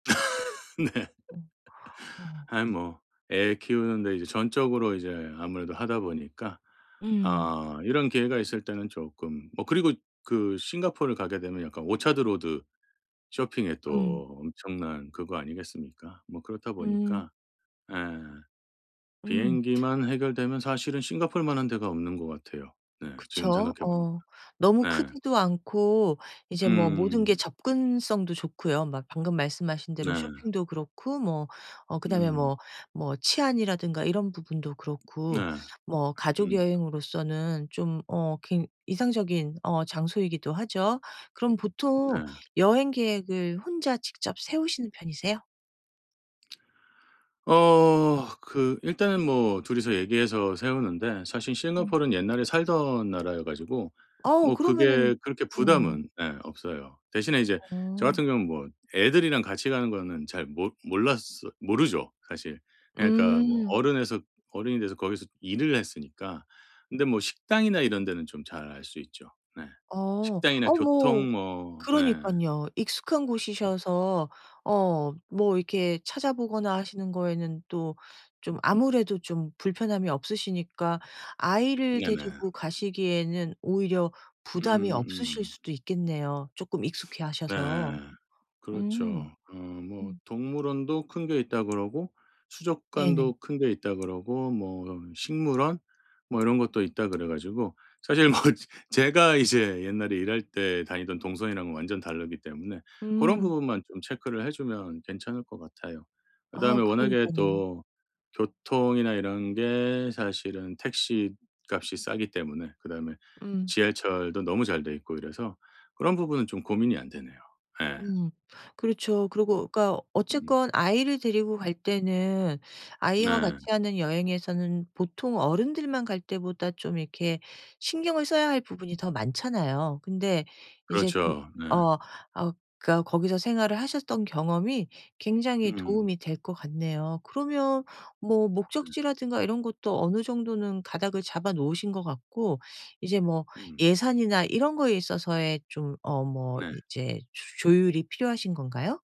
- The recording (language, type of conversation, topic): Korean, advice, 여행 계획을 세울 때 예산, 일정, 목적지는 어떻게 정하면 좋을까요?
- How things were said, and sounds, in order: laugh; laughing while speaking: "네"; chuckle; other background noise; tapping; laughing while speaking: "뭐"